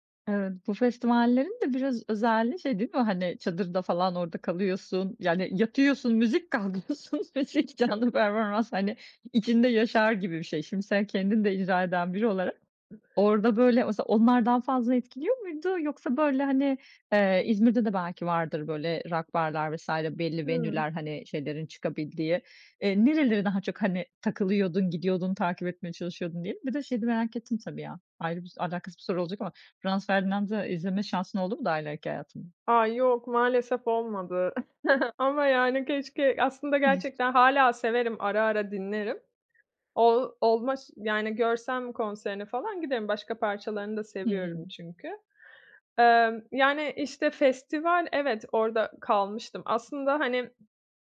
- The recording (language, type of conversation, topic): Turkish, podcast, Canlı müzik deneyimleri müzik zevkini nasıl etkiler?
- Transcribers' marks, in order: laughing while speaking: "kalkıyorsun müzik, canlı performans, hani"; unintelligible speech; other background noise; in English: "venue'ler"; chuckle